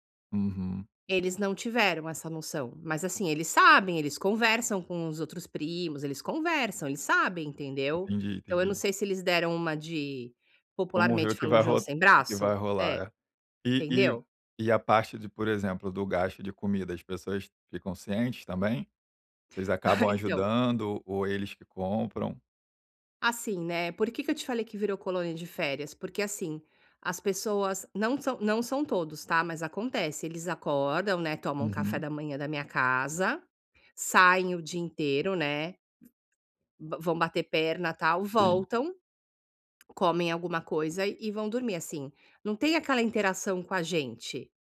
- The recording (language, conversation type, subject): Portuguese, advice, Como posso estabelecer limites com familiares próximos sem magoá-los?
- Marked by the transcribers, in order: chuckle; tapping